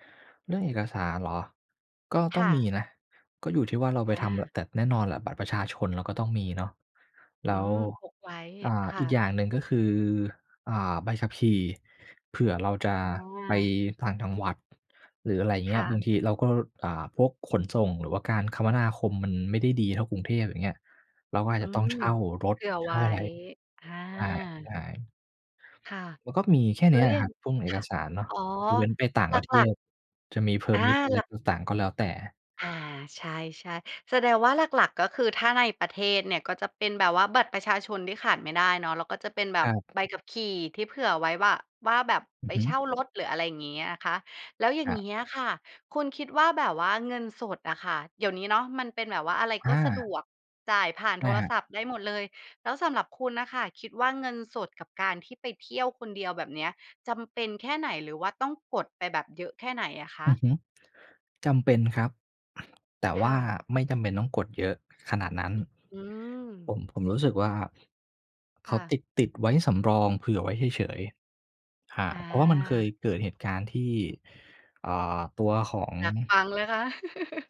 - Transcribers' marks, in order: in English: "permit"; tapping; other noise; laugh
- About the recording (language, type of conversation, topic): Thai, podcast, เคยเดินทางคนเดียวแล้วเป็นยังไงบ้าง?